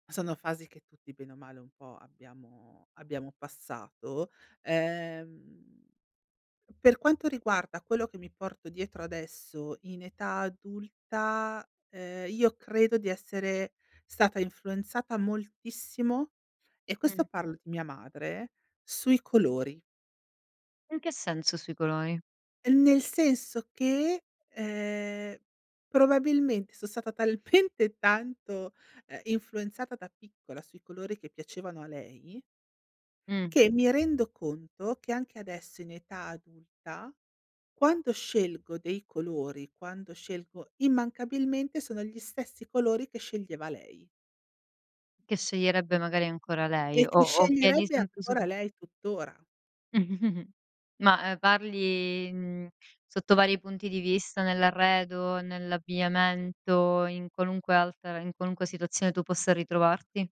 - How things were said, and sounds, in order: drawn out: "Ehm"; tapping; laughing while speaking: "talmente"; other background noise; unintelligible speech; chuckle
- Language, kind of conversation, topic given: Italian, podcast, In che modo la tua famiglia ha influenzato i tuoi gusti?